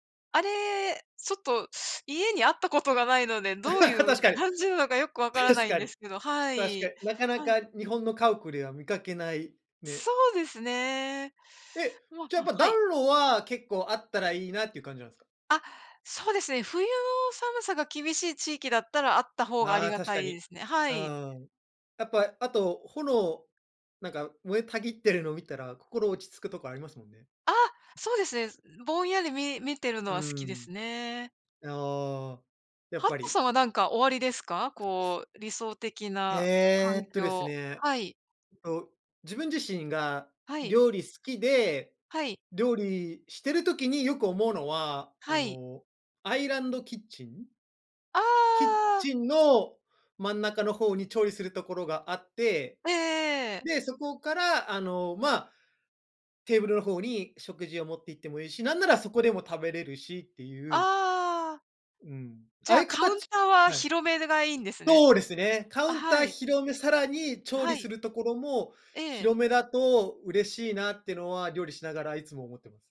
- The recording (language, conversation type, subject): Japanese, unstructured, あなたの理想的な住まいの環境はどんな感じですか？
- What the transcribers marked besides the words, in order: laugh; laughing while speaking: "確かに"; other background noise; tapping